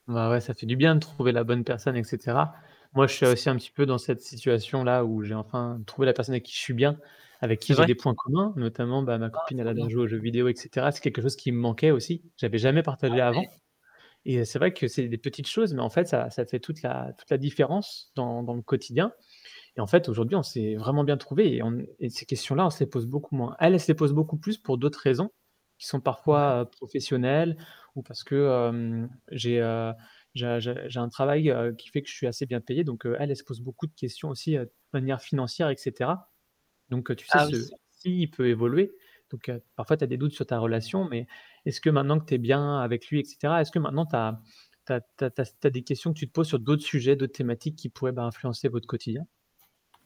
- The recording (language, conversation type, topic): French, podcast, Comment gères-tu le fameux « et si » qui te paralyse ?
- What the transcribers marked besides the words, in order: static; distorted speech; other background noise